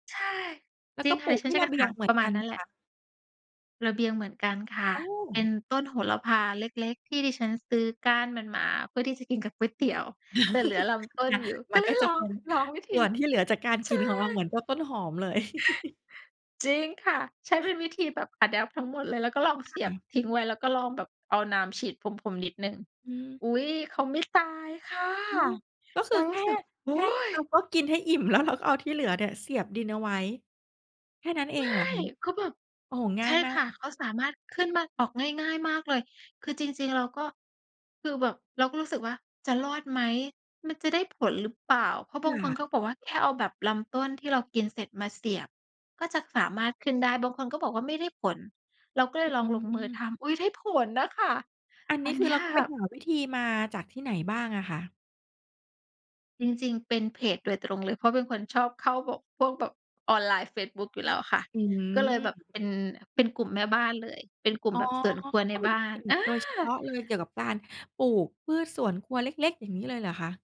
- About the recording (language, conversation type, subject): Thai, podcast, จะทำสวนครัวเล็กๆ บนระเบียงให้ปลูกแล้วเวิร์กต้องเริ่มยังไง?
- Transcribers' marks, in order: chuckle; put-on voice: "ก็เลยลอง"; put-on voice: "ใช่"; chuckle; other noise; in English: "adapt"; laughing while speaking: "แล้วเรา"